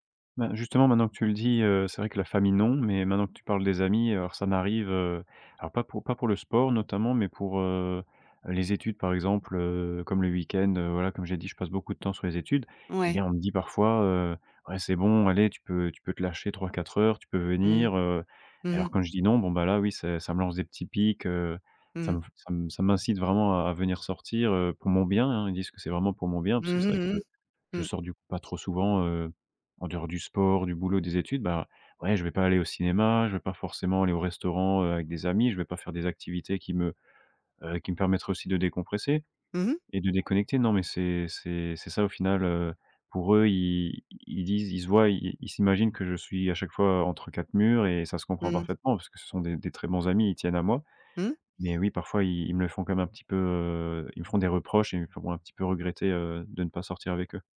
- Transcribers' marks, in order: other background noise
- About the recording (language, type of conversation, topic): French, advice, Pourquoi est-ce que je me sens coupable vis-à-vis de ma famille à cause du temps que je consacre à d’autres choses ?